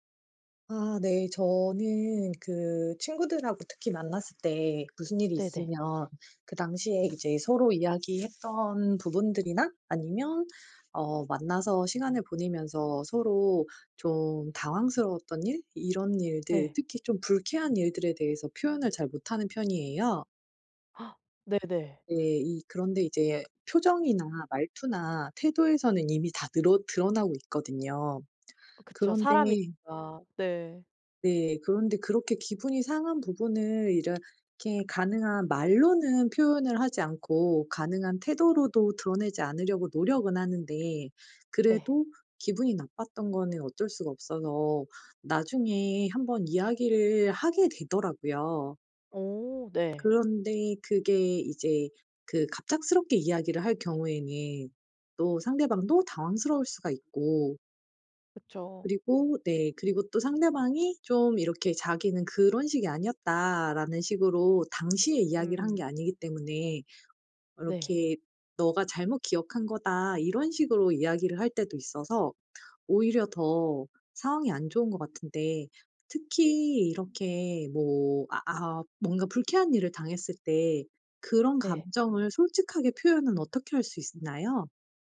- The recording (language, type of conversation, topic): Korean, advice, 감정을 더 솔직하게 표현하는 방법은 무엇인가요?
- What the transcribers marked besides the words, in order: other background noise; tapping; gasp; "있나요" said as "있으나요"